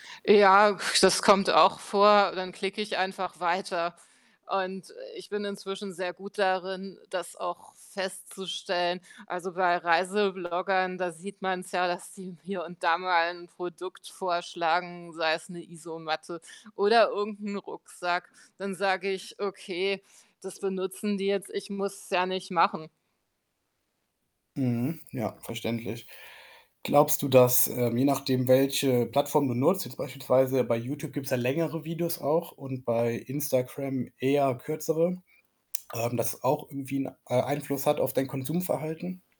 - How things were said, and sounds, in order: mechanical hum; distorted speech; static
- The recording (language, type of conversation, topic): German, podcast, Wie beeinflussen Influencer deinen Medienkonsum?